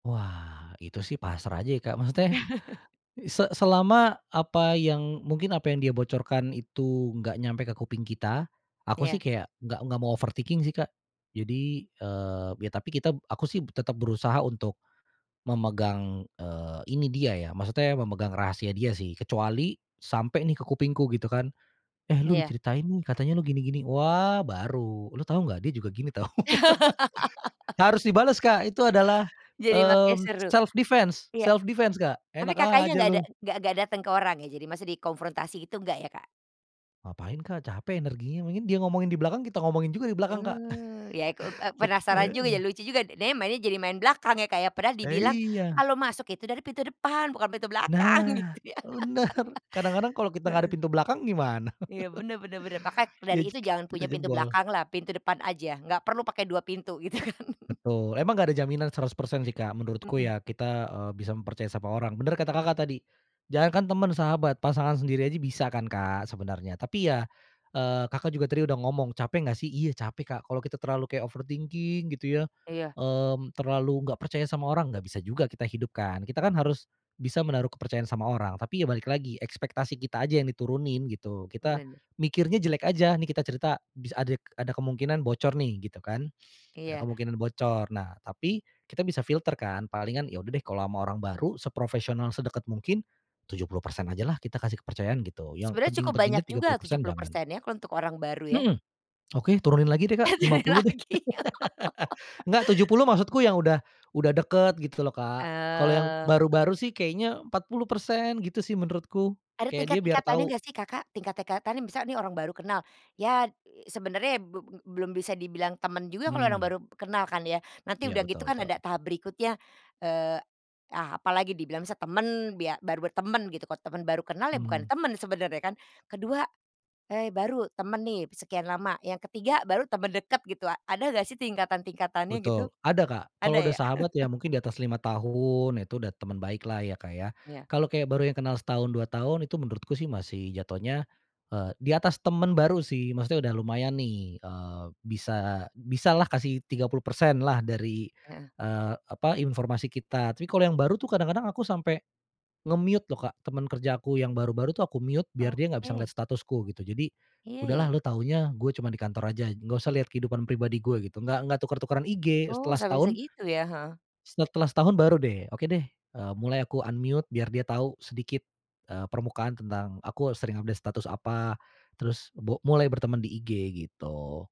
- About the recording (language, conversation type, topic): Indonesian, podcast, Apa tanda-tanda awal kalau seseorang layak dipercaya?
- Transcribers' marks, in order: chuckle; tapping; in English: "overthinking"; laugh; laughing while speaking: "tahu"; laugh; in English: "self defense self defense"; laughing while speaking: "Eh"; laughing while speaking: "euner"; "bener" said as "euner"; laughing while speaking: "gitu ya"; laugh; laugh; laughing while speaking: "gitu kan"; chuckle; in English: "overthinking"; sniff; laughing while speaking: "Eh, turunin lagi"; laugh; "Tingkat-tingkatan" said as "Tingkat-tekatan"; chuckle; in English: "nge-mute"; in English: "mute"; in English: "unmute"; in English: "update status"